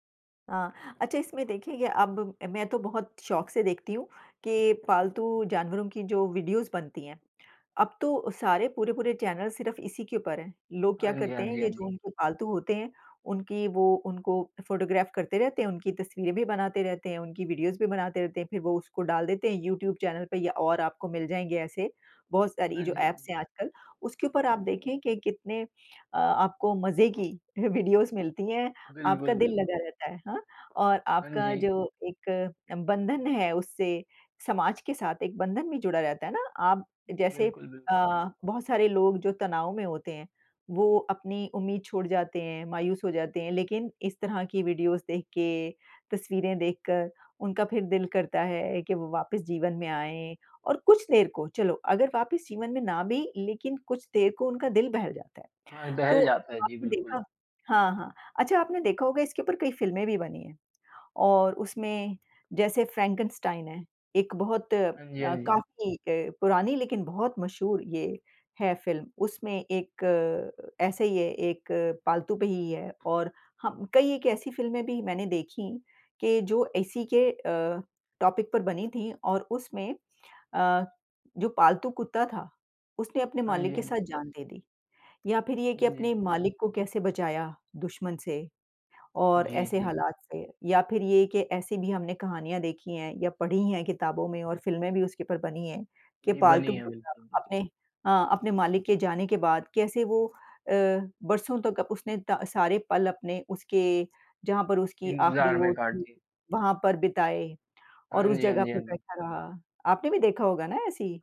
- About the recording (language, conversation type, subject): Hindi, unstructured, क्या पालतू जानवरों के साथ समय बिताने से आपको खुशी मिलती है?
- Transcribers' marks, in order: other background noise; in English: "वीडियोज़"; in English: "फोटोग्राफ"; in English: "वीडियोज़"; tapping; in English: "वीडियोज़"; in English: "वीडियोज़"; in English: "टॉपिक"